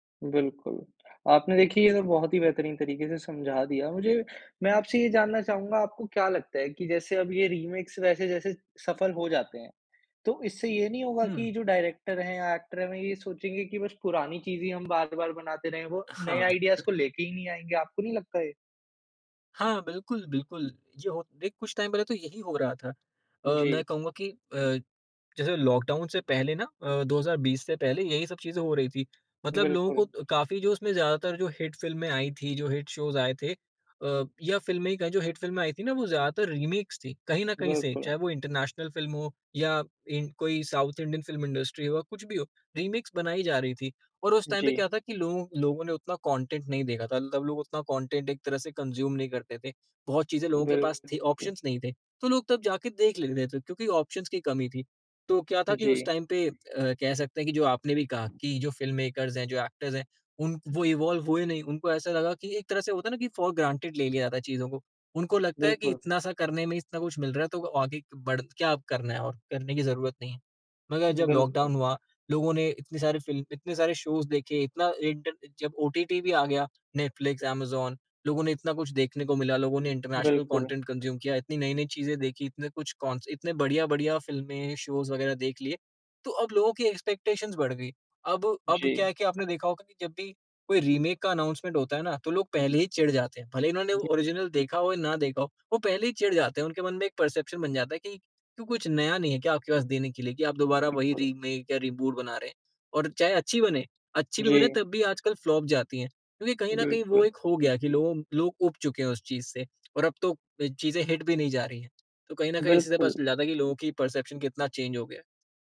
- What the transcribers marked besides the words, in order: in English: "रीमेक"; in English: "डायरेक्टर"; in English: "एक्टर"; in English: "आईडियाज़"; tapping; chuckle; in English: "टाइम"; in English: "लॉकडाउन"; in English: "हिट"; in English: "हिट शोज़"; in English: "हिट"; in English: "रीमेक्स"; in English: "इंटरनेशनल"; in English: "साउथ इंडियन फ़िल्म इंडस्ट्री"; in English: "रीमेक्स"; in English: "टाइम"; in English: "कॉन्टेंट"; in English: "कॉन्टेंट"; in English: "कंज़्यूम"; in English: "ऑप्शंस"; in English: "ऑप्शंस"; in English: "टाइम"; in English: "फ़िल्ममेकर्स"; in English: "एक्टर्स"; in English: "इवॉल्व"; in English: "फ़ॉर ग्रांटेड"; in English: "लॉकडाउन"; in English: "शोज़"; in English: "इंटरनेशनल कॉन्टेंट कंज़्यूम"; in English: "शोज़"; in English: "एक्सपेक्टेशन्स"; in English: "रीमेक"; in English: "अनाउंसमेंट"; in English: "ओरिजिनल"; in English: "परसेप्शन"; in English: "रीमेक"; in English: "रीबूट"; in English: "फ्लॉप"; in English: "हिट"; in English: "परसेप्शन"; in English: "चेंज"
- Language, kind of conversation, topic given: Hindi, podcast, नॉस्टैल्जिया ट्रेंड्स और रीबूट्स पर तुम्हारी क्या राय है?